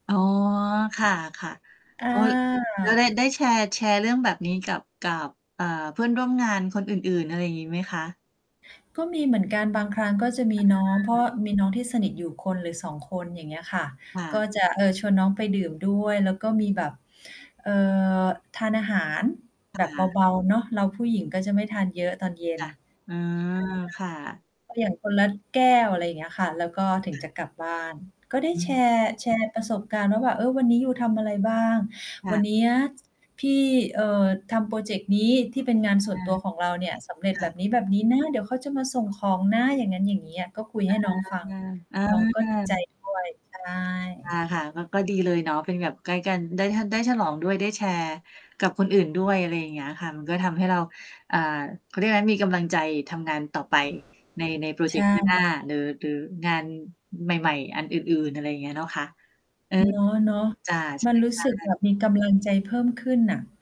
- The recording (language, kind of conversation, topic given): Thai, unstructured, คุณมีวิธีเฉลิมฉลองความสำเร็จในการทำงานอย่างไร?
- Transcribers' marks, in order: static; distorted speech; other background noise; tapping; mechanical hum